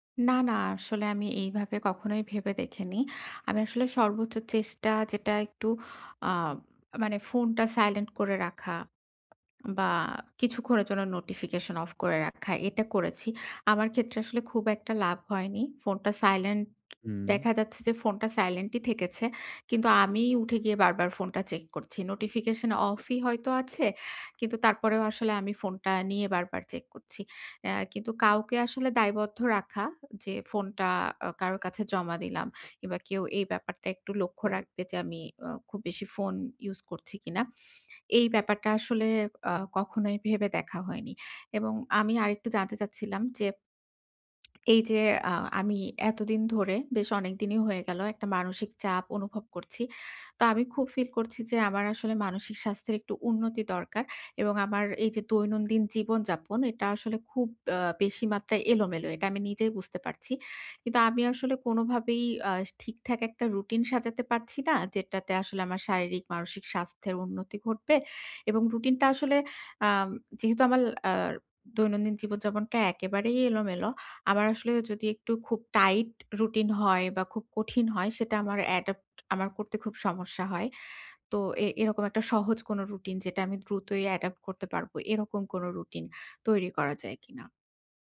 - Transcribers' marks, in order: in English: "silent"; in English: "notification off"; tapping; in English: "notification off"; lip smack; in English: "tight"; in English: "adopt"; in English: "adopt"
- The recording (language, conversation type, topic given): Bengali, advice, ভ্রমণ বা সাপ্তাহিক ছুটিতে মানসিক সুস্থতা বজায় রাখতে দৈনন্দিন রুটিনটি দ্রুত কীভাবে মানিয়ে নেওয়া যায়?